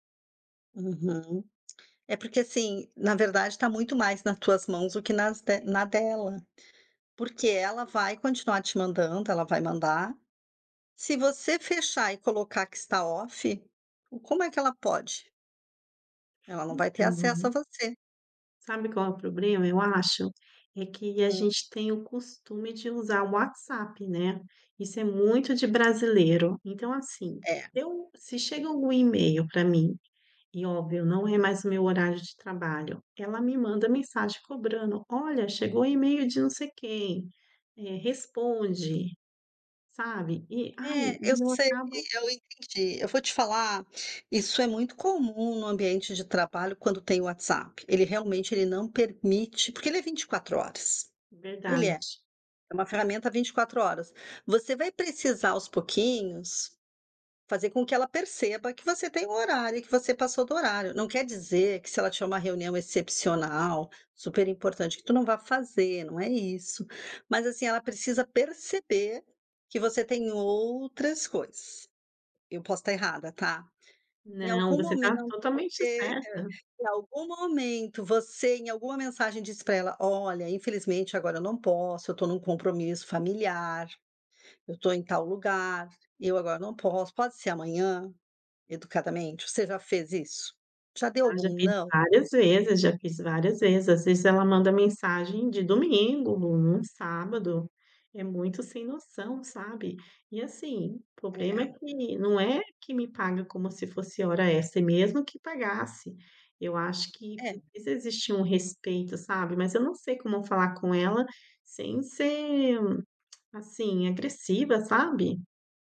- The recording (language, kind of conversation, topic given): Portuguese, advice, Como posso definir limites para e-mails e horas extras?
- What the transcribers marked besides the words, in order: other background noise; "problema" said as "probrema"; tapping; "poblema" said as "probrema"